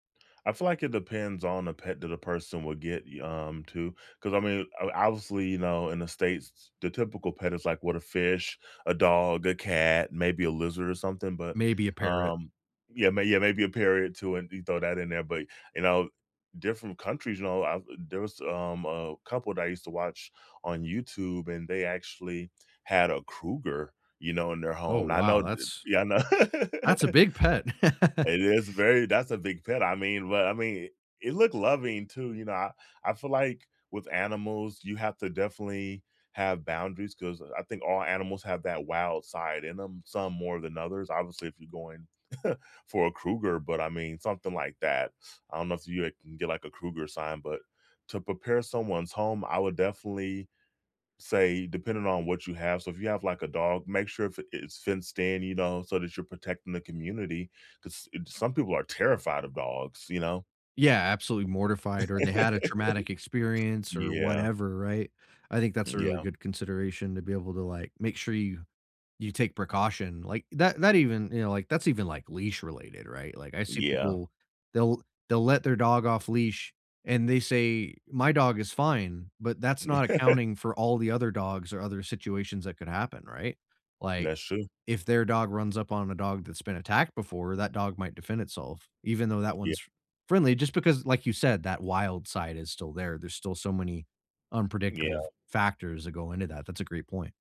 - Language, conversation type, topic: English, unstructured, What should people consider before getting a pet for the first time?
- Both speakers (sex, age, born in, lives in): male, 35-39, United States, United States; male, 35-39, United States, United States
- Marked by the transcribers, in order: "cougar" said as "crougar"; laugh; tapping; chuckle; "cougar" said as "crougar"; "cougar" said as "crougar"; laugh; other background noise; laugh